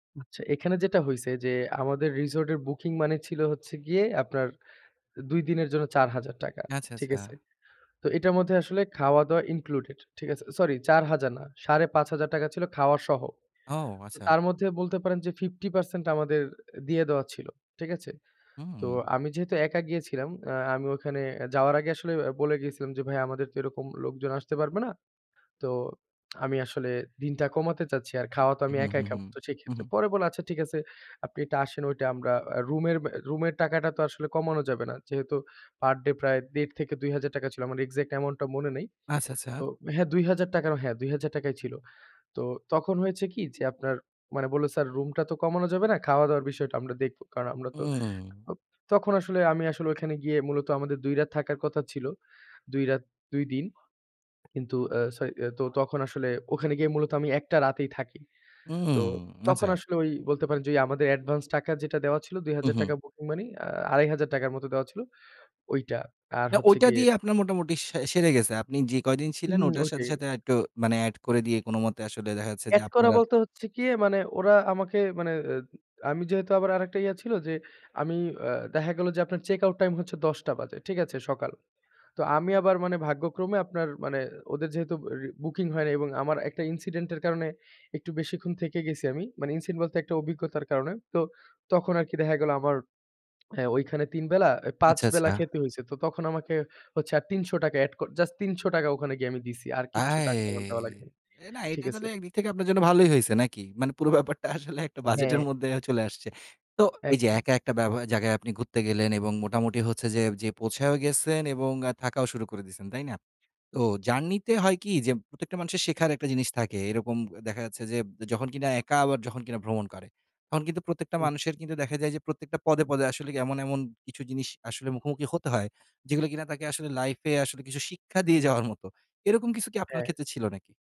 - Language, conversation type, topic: Bengali, podcast, একা ভ্রমণ করে তুমি কী শিখলে?
- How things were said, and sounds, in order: other background noise; "আচ্ছা" said as "আচ্চা"; in English: "incident"; lip smack; laughing while speaking: "পুরো ব্যাপারটা আসলে একটা বাজেটের মদ্দে অ্যা চলে আসছে"; "মধ্যে" said as "মদ্দে"